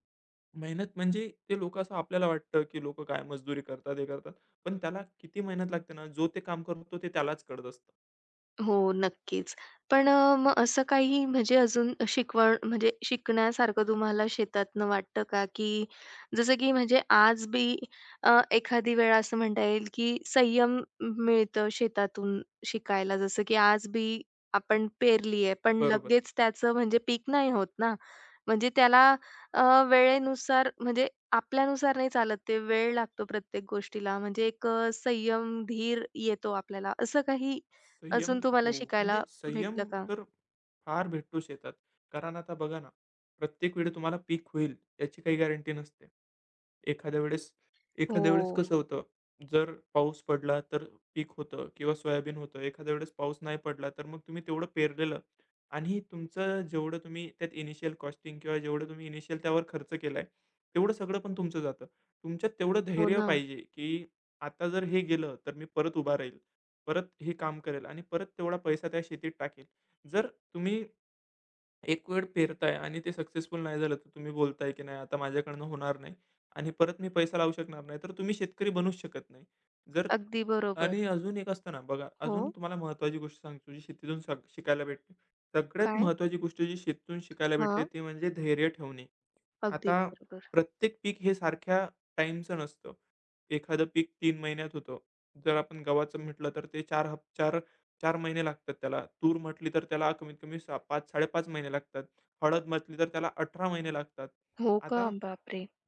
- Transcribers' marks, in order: tapping; other background noise; in English: "गॅरंटी"; horn
- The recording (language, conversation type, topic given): Marathi, podcast, शेतात काम करताना तुला सर्वात महत्त्वाचा धडा काय शिकायला मिळाला?